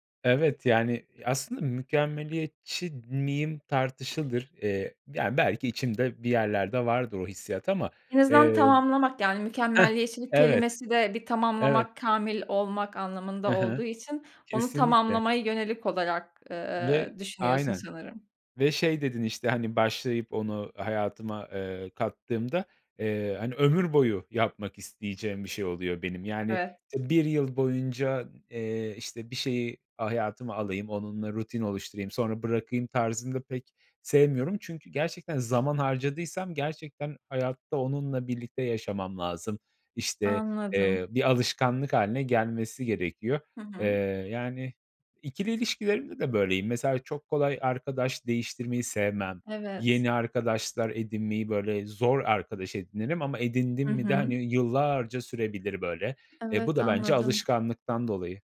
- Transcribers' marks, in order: tapping; other background noise
- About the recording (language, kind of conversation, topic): Turkish, podcast, Hayatınızı değiştiren küçük ama etkili bir alışkanlık neydi?